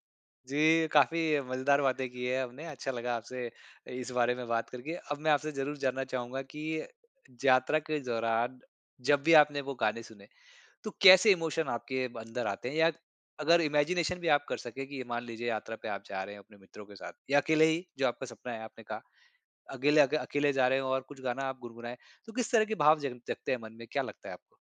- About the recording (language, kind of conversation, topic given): Hindi, podcast, कौन-सा गाना आपको किसी खास यात्रा की याद दिलाता है?
- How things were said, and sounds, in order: "यात्रा" said as "जात्रा"; in English: "इमोशन"; in English: "इमेजिनेशन"